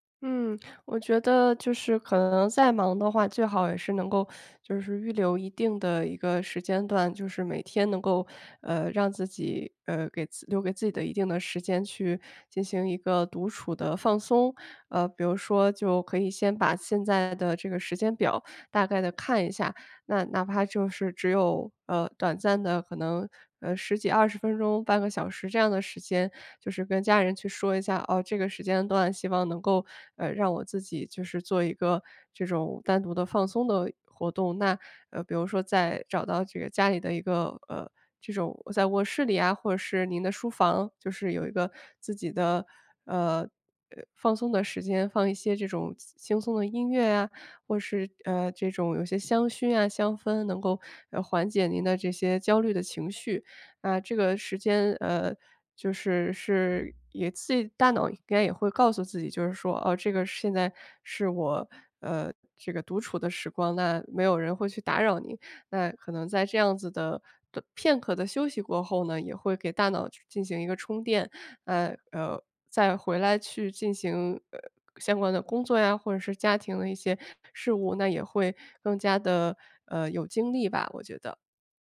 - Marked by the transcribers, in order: teeth sucking
- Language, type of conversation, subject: Chinese, advice, 在忙碌的生活中，我如何坚持自我照护？